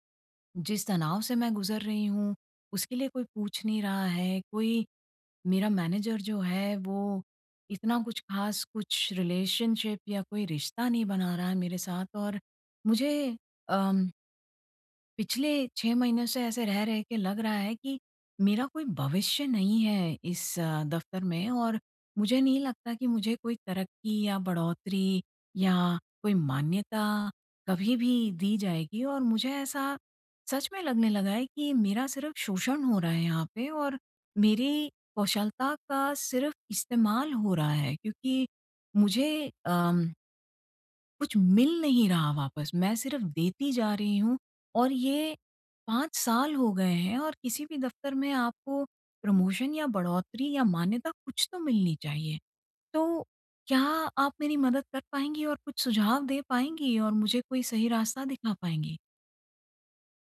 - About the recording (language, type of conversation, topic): Hindi, advice, प्रमोन्नति और मान्यता न मिलने पर मुझे नौकरी कब बदलनी चाहिए?
- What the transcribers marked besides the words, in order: in English: "रिलेशनशिप"; in English: "प्रमोशन"